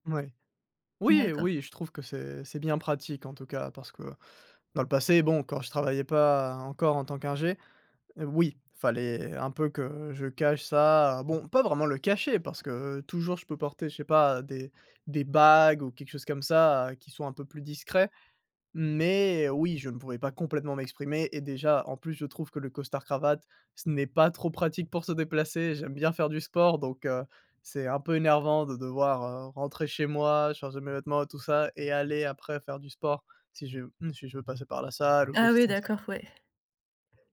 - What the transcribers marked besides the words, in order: tapping; "qu'ingénieur" said as "qu'ingé"; stressed: "bagues"; cough
- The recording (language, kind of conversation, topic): French, podcast, Ton style reflète-t-il ta culture ou tes origines ?